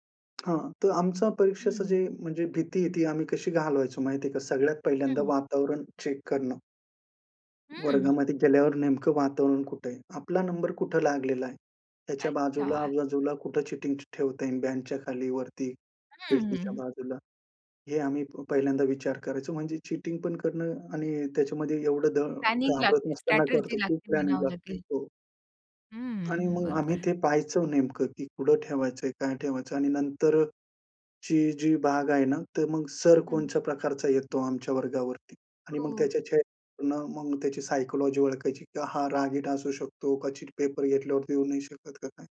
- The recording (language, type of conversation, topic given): Marathi, podcast, परीक्षेचा ताण तुम्ही कसा सांभाळता?
- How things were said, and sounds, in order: tapping; in English: "चेक"; in English: "प्लॅनिंग"; in English: "प्लॅनिंग"; other background noise; in English: "चीट"